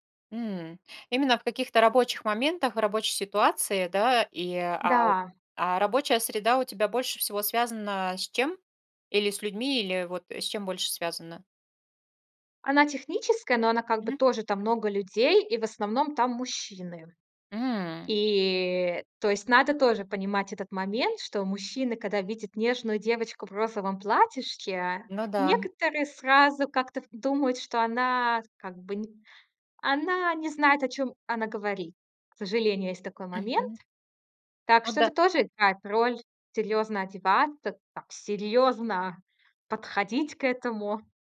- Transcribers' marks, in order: tapping
- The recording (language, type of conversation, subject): Russian, podcast, Как меняется самооценка при смене имиджа?